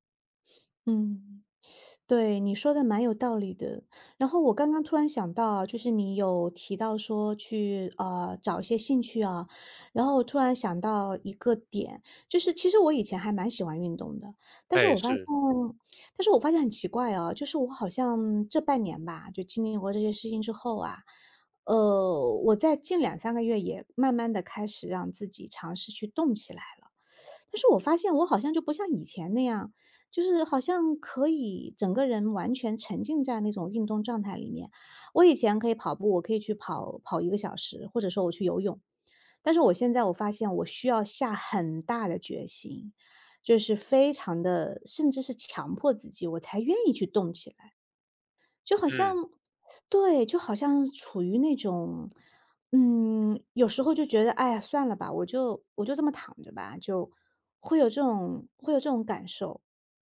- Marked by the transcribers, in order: teeth sucking
- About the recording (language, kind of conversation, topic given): Chinese, advice, 为什么我在经历失去或突发变故时会感到麻木，甚至难以接受？
- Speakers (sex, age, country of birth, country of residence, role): female, 40-44, China, United States, user; male, 30-34, China, United States, advisor